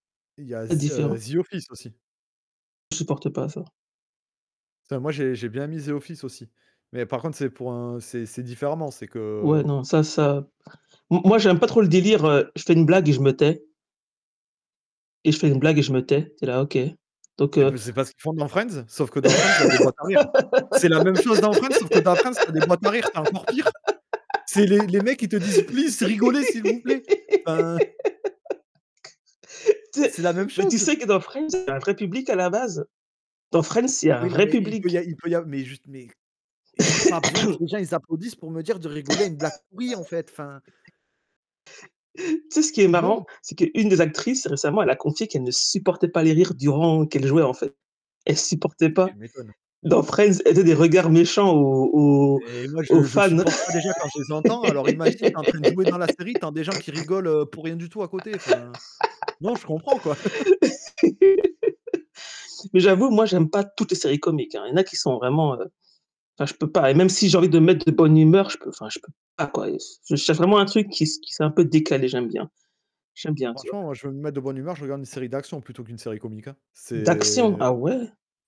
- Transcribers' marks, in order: distorted speech; other background noise; static; laugh; in English: "Please"; cough; throat clearing; laugh; stressed: "supportait"; laugh; chuckle; drawn out: "c'est"
- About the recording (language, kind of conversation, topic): French, unstructured, Les comédies sont-elles plus réconfortantes que les drames ?